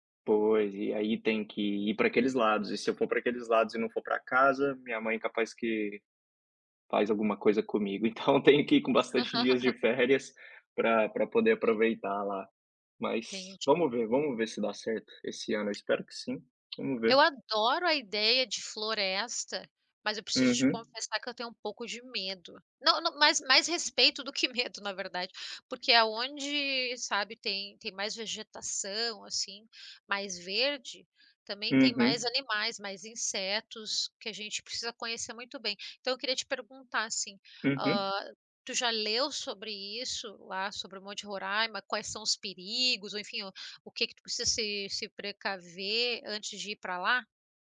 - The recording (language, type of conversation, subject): Portuguese, unstructured, Qual lugar no mundo você sonha em conhecer?
- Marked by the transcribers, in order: laugh; other noise; tapping